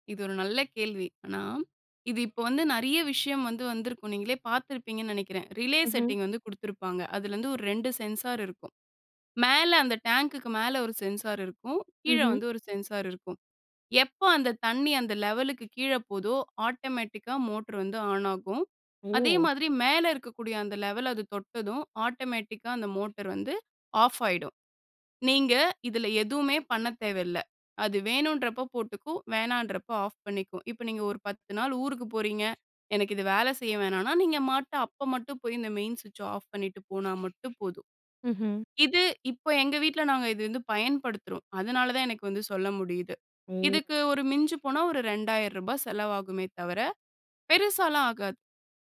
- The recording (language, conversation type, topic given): Tamil, podcast, வீட்டில் நீரைச் சேமிக்க எளிய வழிகளை நீங்கள் பரிந்துரைக்க முடியுமா?
- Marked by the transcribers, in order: in English: "ரிலே செட்டிங்"; "அதுல வந்து" said as "அதுலருந்து"; in English: "சென்சார்"; in English: "சென்சார்"; in English: "சென்சார்"; in English: "லெவலுக்கு"; in English: "ஆட்டோமேட்டிக்கா"; in English: "ஆன்"; in English: "லெவல்"; in English: "ஆட்டோமேட்டிக்கா"; "பாட்டு" said as "மாட்ட"; other background noise